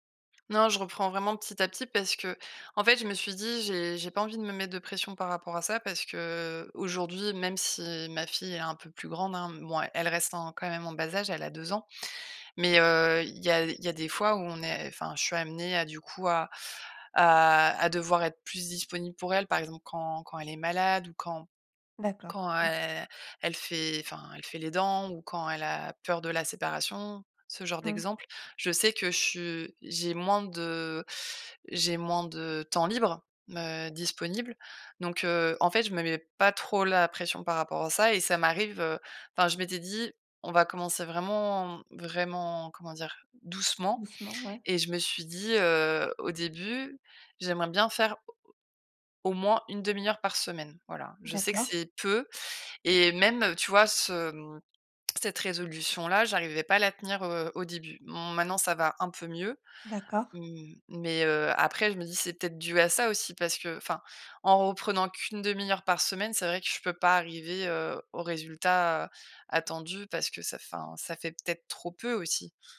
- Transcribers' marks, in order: other background noise
- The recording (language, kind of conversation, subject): French, advice, Comment surmonter la frustration quand je progresse très lentement dans un nouveau passe-temps ?
- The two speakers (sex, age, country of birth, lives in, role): female, 35-39, France, France, advisor; female, 35-39, France, France, user